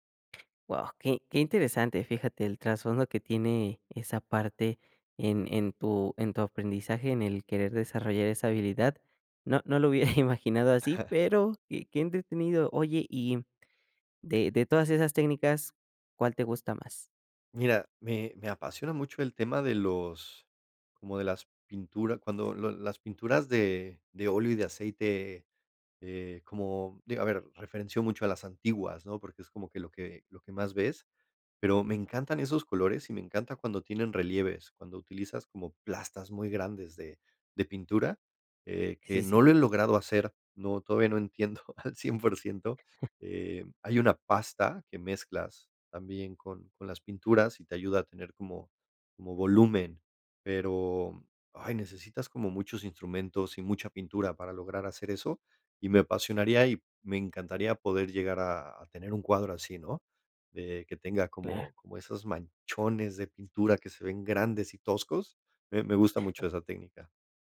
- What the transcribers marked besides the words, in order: laughing while speaking: "imaginado"; laugh; laughing while speaking: "no entiendo, al cien por ciento"; chuckle; chuckle
- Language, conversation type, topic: Spanish, podcast, ¿Qué rutinas te ayudan a ser más creativo?